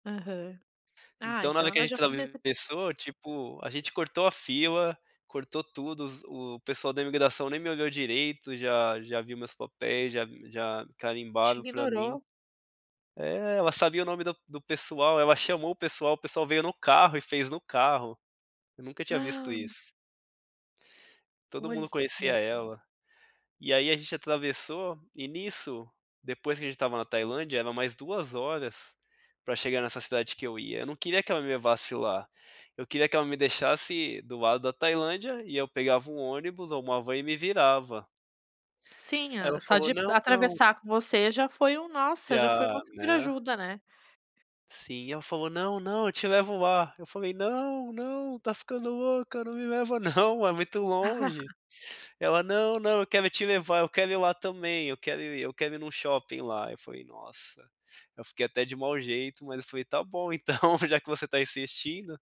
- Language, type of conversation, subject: Portuguese, podcast, Você pode me contar uma história de hospitalidade que recebeu durante uma viagem pela sua região?
- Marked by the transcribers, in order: gasp; chuckle; laughing while speaking: "Tá bom"